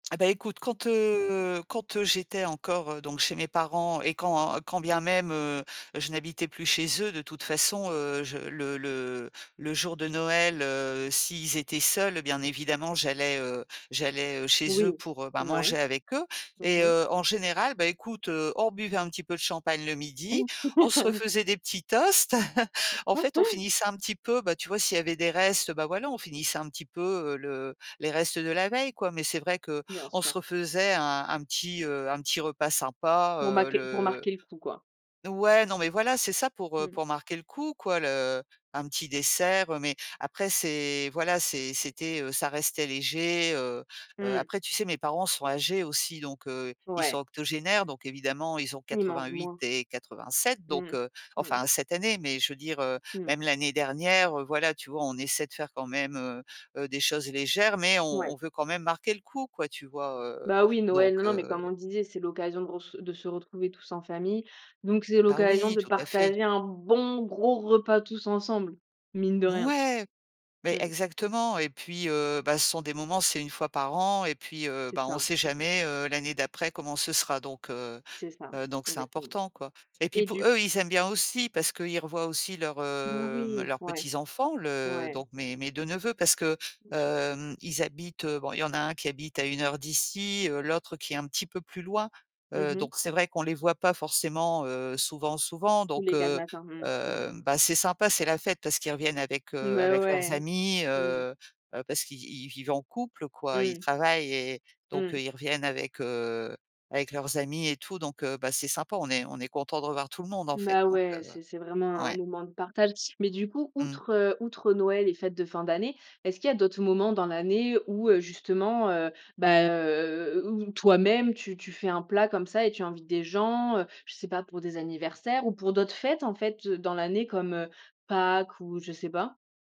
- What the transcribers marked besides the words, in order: laugh; chuckle; laugh; "marquer" said as "maquer"; tapping; stressed: "bon gros"; stressed: "Ouais"; other background noise
- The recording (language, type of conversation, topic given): French, podcast, Parle-nous d'un repas qui réunit toujours ta famille : pourquoi fonctionne-t-il à chaque fois ?